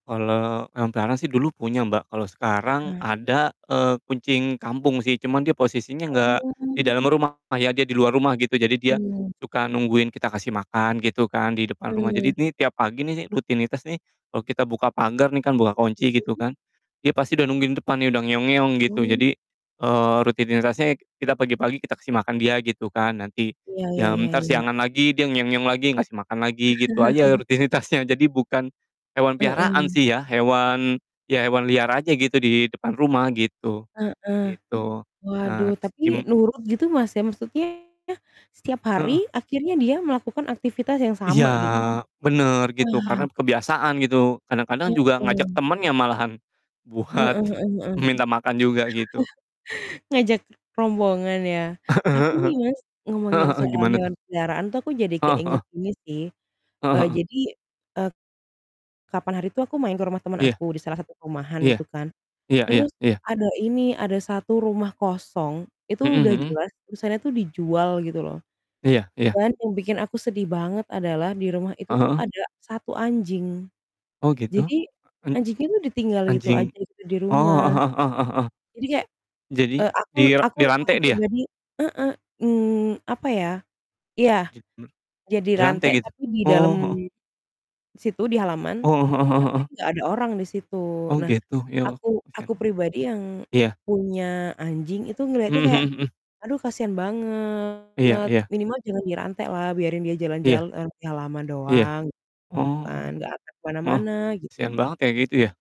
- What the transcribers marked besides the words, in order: distorted speech; other noise; other background noise; laugh; static; laughing while speaking: "buat"; laugh; chuckle
- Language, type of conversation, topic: Indonesian, unstructured, Bagaimana perasaanmu terhadap orang yang meninggalkan hewan peliharaannya di jalan?
- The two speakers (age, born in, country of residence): 25-29, Indonesia, Indonesia; 40-44, Indonesia, Indonesia